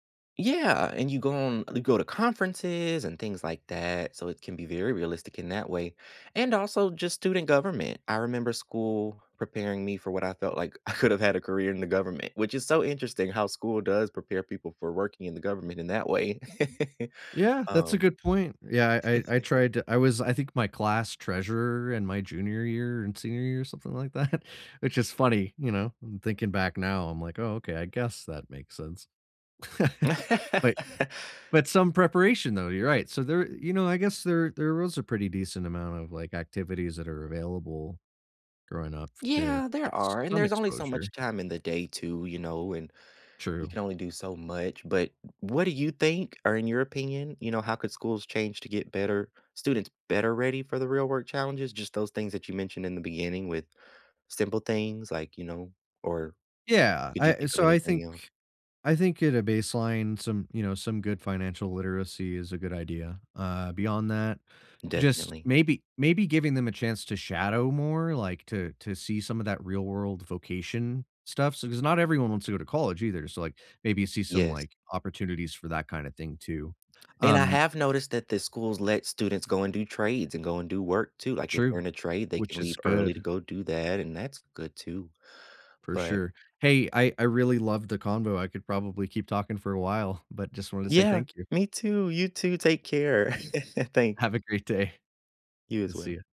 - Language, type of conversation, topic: English, unstructured, Do schools prepare students well for real life?
- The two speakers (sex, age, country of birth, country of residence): male, 30-34, United States, United States; male, 35-39, United States, United States
- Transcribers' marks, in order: laughing while speaking: "could've"; laugh; chuckle; laughing while speaking: "that"; laugh; chuckle; chuckle; laughing while speaking: "Have a great day"